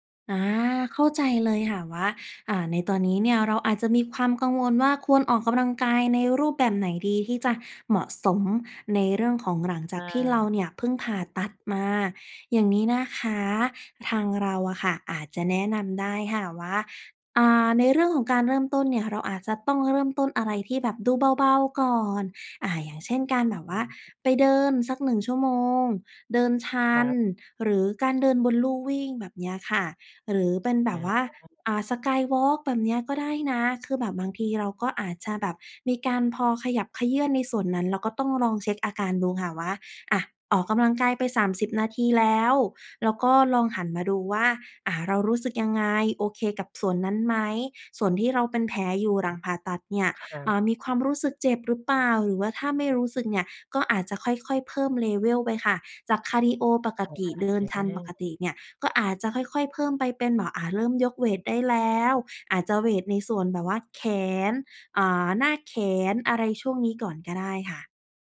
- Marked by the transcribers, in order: in English: "Skywalk"; tapping; in English: "level"; unintelligible speech
- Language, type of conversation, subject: Thai, advice, ฉันกลัวว่าจะกลับไปออกกำลังกายอีกครั้งหลังบาดเจ็บเล็กน้อย ควรทำอย่างไรดี?